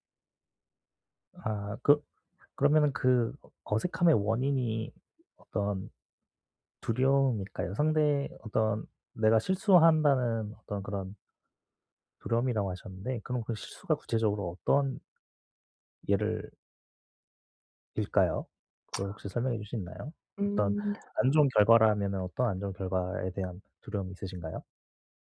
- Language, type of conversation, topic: Korean, advice, 파티나 모임에서 어색함을 자주 느끼는데 어떻게 하면 자연스럽게 어울릴 수 있을까요?
- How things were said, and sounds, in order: lip smack